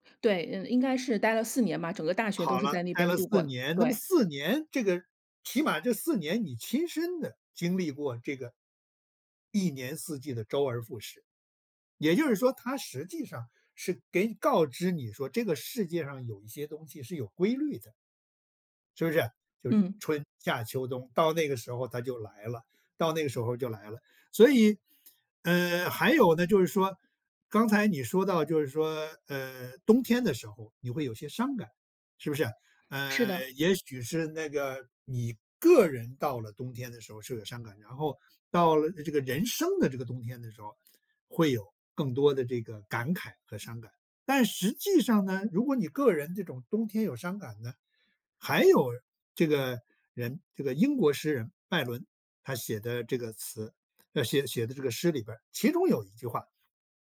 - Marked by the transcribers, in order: none
- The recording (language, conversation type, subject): Chinese, podcast, 能跟我说说你从四季中学到了哪些东西吗？